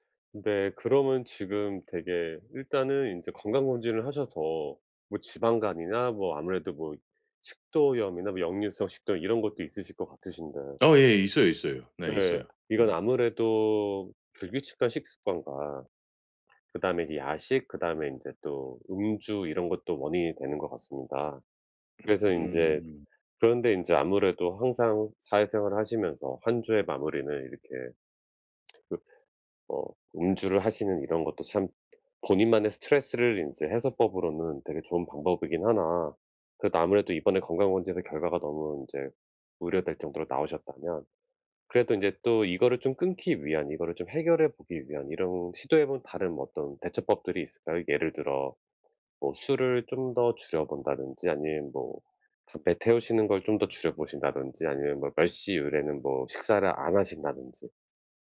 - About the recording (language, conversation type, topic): Korean, advice, 유혹을 느낄 때 어떻게 하면 잘 막을 수 있나요?
- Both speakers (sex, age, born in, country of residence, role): male, 40-44, South Korea, United States, advisor; male, 45-49, South Korea, United States, user
- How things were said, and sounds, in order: other background noise; tapping